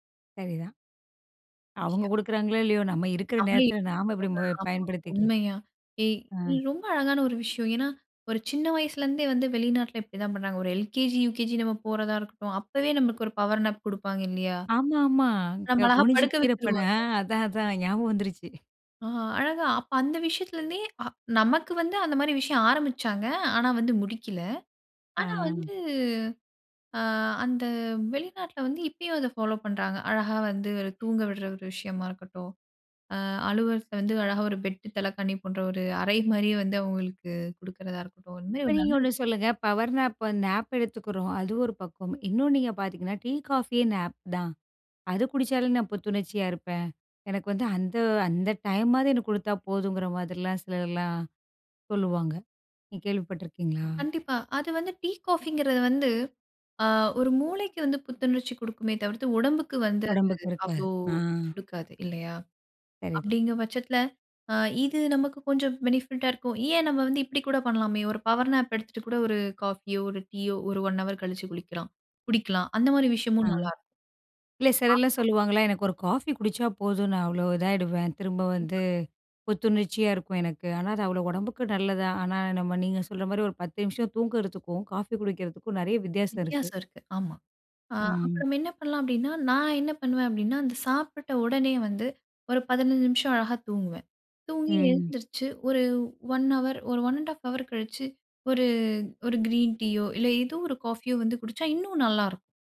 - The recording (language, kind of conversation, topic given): Tamil, podcast, சிறிய ஓய்வுத் தூக்கம் (பவர் நாப்) எடுக்க நீங்கள் எந்த முறையைப் பின்பற்றுகிறீர்கள்?
- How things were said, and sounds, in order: other background noise; unintelligible speech; in English: "பவர்னப்"; drawn out: "வந்து"; in English: "பவர் நேப்ப நேப்ப"; in English: "நேப்"; in English: "பெனிஃபிட்டா"; in English: "பவர் நாப்"; unintelligible speech